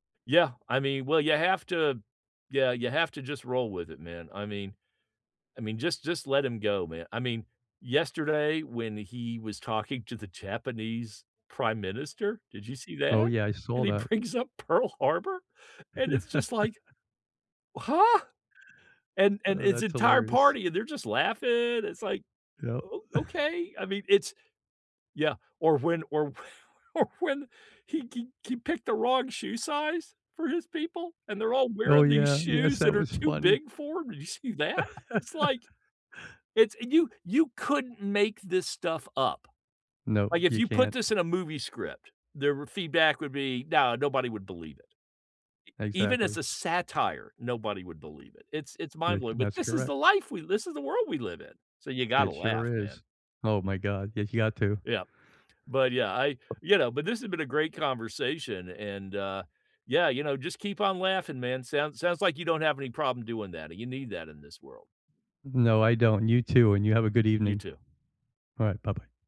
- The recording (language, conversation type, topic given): English, unstructured, What was the last thing that made you laugh out loud, and what’s the story behind it?
- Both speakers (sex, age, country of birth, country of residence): male, 65-69, United States, United States; male, 70-74, United States, United States
- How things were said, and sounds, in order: laughing while speaking: "And he brings up Pearl Harbor"; chuckle; chuckle; chuckle; tapping; other background noise